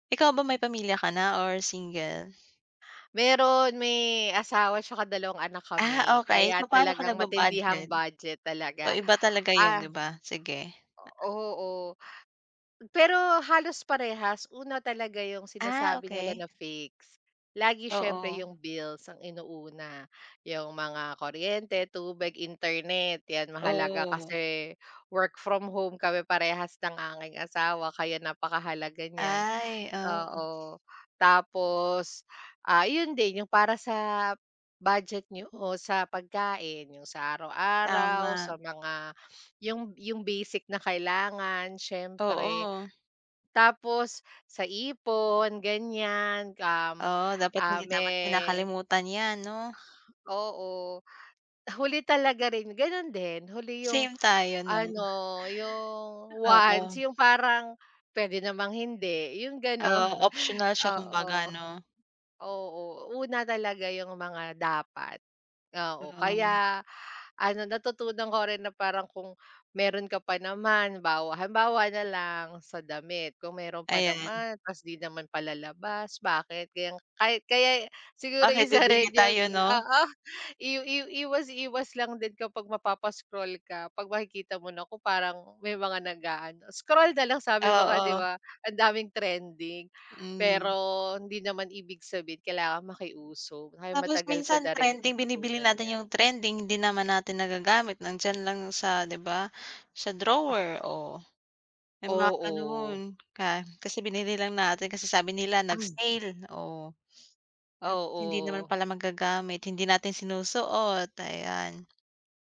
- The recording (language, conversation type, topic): Filipino, unstructured, Ano ang mga simpleng hakbang para makaiwas sa utang?
- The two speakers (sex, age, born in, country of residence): female, 25-29, Philippines, Philippines; female, 35-39, Philippines, Philippines
- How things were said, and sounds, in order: tapping; other background noise; background speech; laughing while speaking: "gano'n"